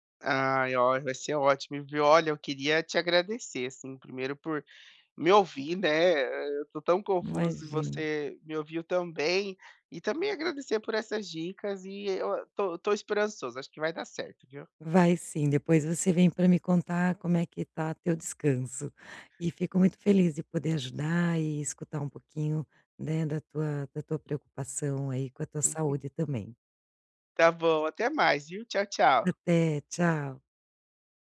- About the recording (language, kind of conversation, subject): Portuguese, advice, Como posso reequilibrar melhor meu trabalho e meu descanso?
- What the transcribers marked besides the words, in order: tapping